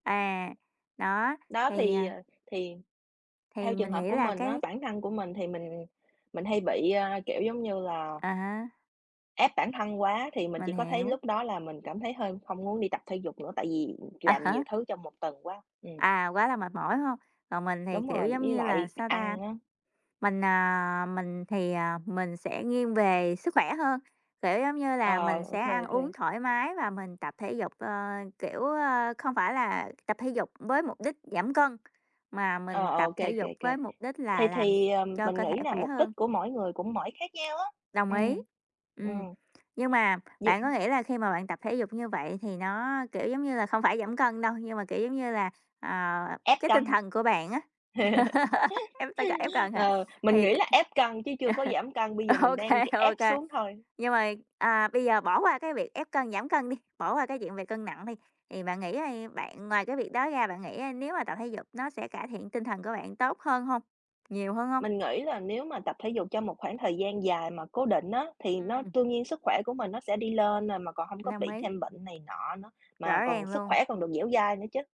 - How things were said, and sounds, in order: tapping; other noise; other background noise; laugh; laughing while speaking: "ép tăng ca ép cần hả?"; chuckle; laughing while speaking: "OK, OK"
- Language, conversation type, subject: Vietnamese, unstructured, Tập thể dục ảnh hưởng như thế nào đến tâm trạng của bạn?